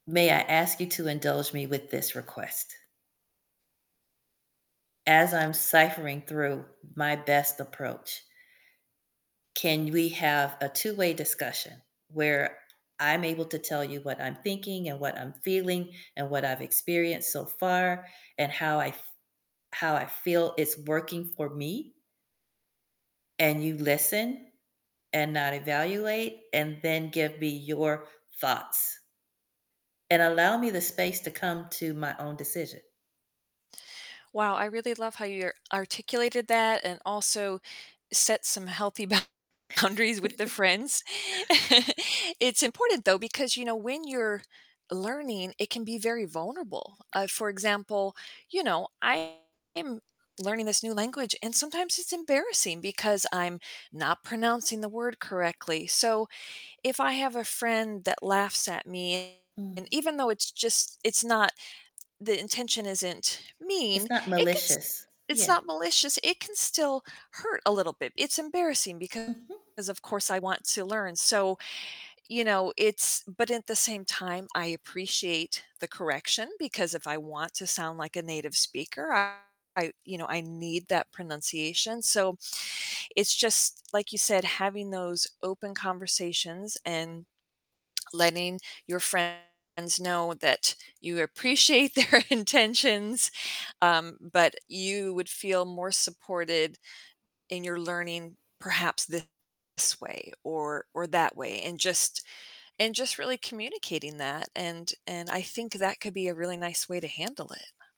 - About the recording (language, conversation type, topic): English, unstructured, What role do your friends play in helping you learn better?
- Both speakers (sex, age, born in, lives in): female, 50-54, United States, United States; female, 60-64, United States, United States
- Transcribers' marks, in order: tapping; static; laughing while speaking: "boun boundaries"; chuckle; chuckle; distorted speech; disgusted: "because"; laughing while speaking: "their intentions"